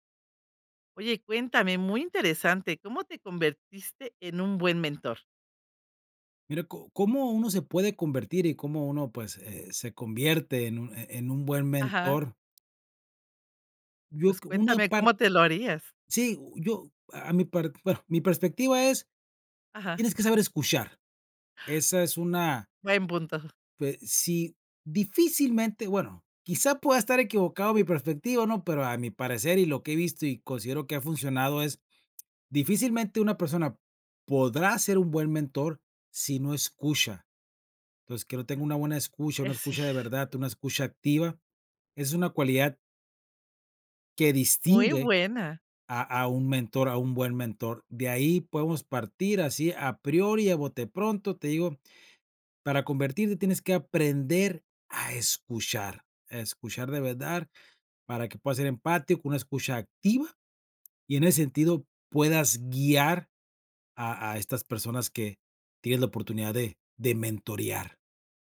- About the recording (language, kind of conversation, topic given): Spanish, podcast, ¿Cómo puedes convertirte en un buen mentor?
- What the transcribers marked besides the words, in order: "verdad" said as "vedar"